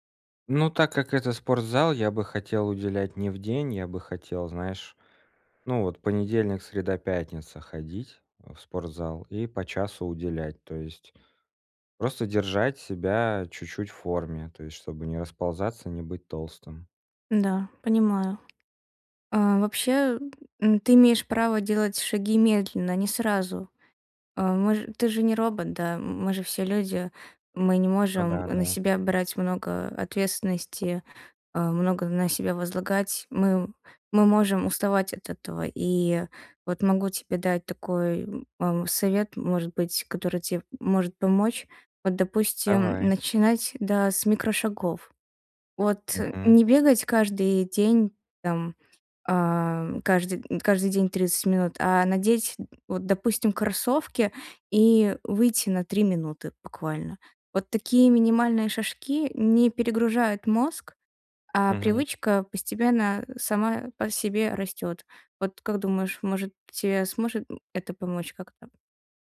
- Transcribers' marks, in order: tapping
- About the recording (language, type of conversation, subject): Russian, advice, Как поддерживать мотивацию и дисциплину, когда сложно сформировать устойчивую привычку надолго?